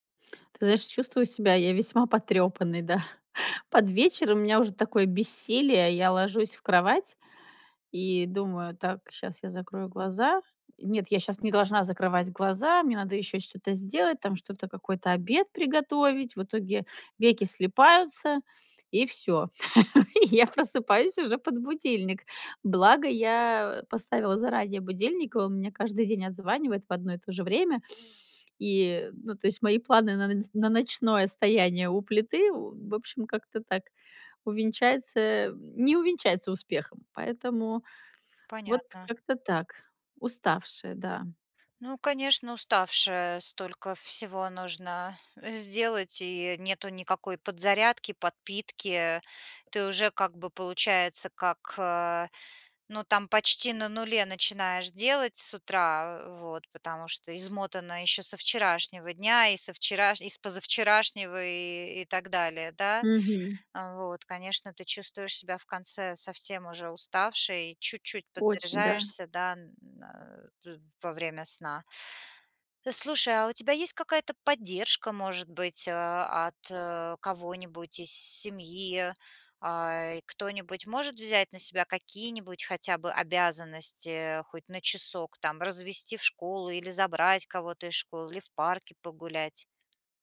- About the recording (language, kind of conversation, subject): Russian, advice, Как справляться с семейными обязанностями, чтобы регулярно тренироваться, высыпаться и вовремя питаться?
- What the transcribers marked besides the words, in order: laughing while speaking: "да"; chuckle; laughing while speaking: "и я просыпаюсь уже под будильник"; tapping